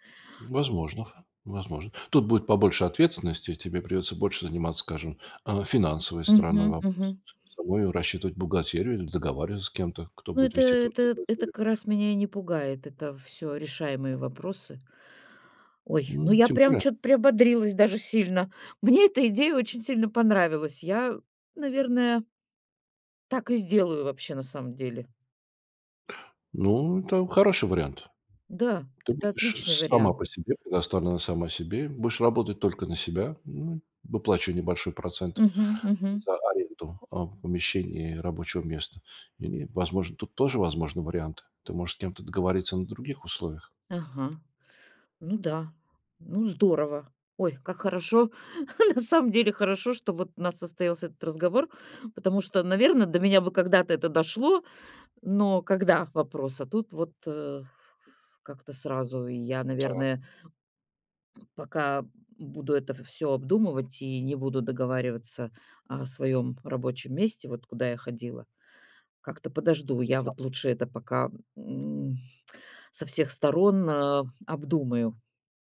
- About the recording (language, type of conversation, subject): Russian, advice, Как решиться сменить профессию в середине жизни?
- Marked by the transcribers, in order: tapping; other background noise; chuckle